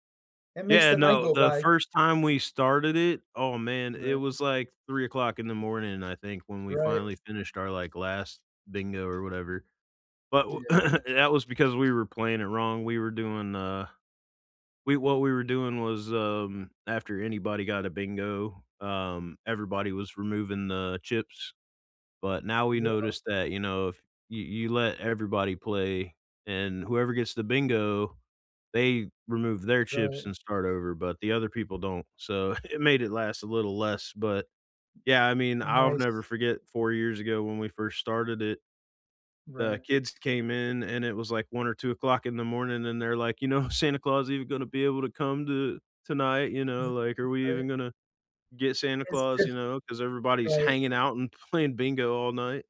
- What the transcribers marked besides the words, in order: throat clearing; chuckle; tapping; other background noise; laughing while speaking: "know"; laughing while speaking: "playing"
- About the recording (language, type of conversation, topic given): English, unstructured, What happy tradition do you look forward to every year?